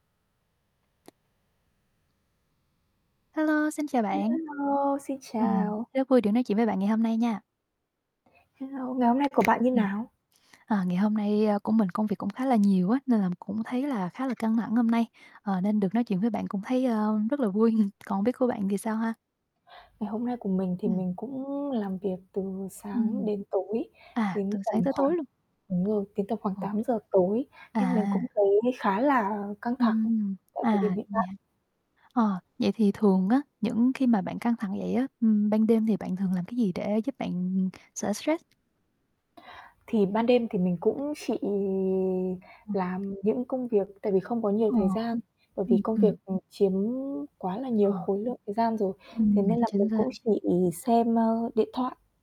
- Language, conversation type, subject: Vietnamese, unstructured, Bạn thường làm gì khi cảm thấy căng thẳng?
- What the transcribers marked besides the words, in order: tapping; other background noise; chuckle; static